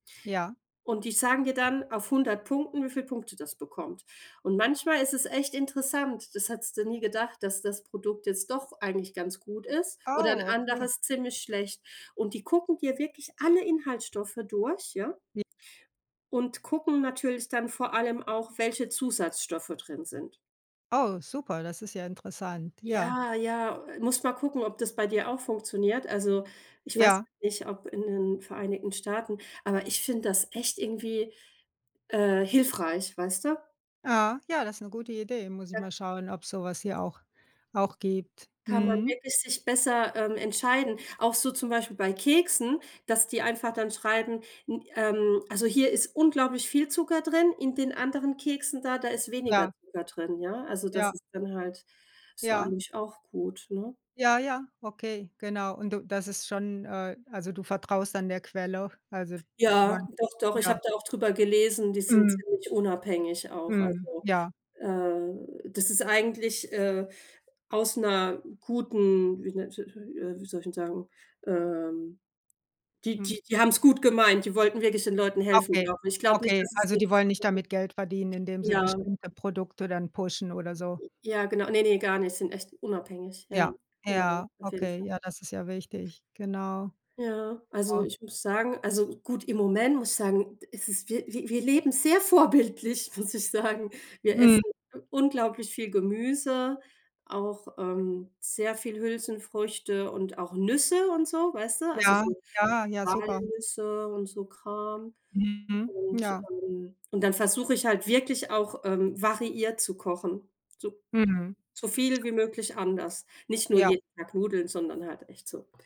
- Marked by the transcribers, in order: drawn out: "Oh"; unintelligible speech; other background noise; laughing while speaking: "vorbildlich, muss ich sagen"
- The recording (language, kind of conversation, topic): German, unstructured, Wie wichtig ist dir eine gesunde Ernährung im Alltag?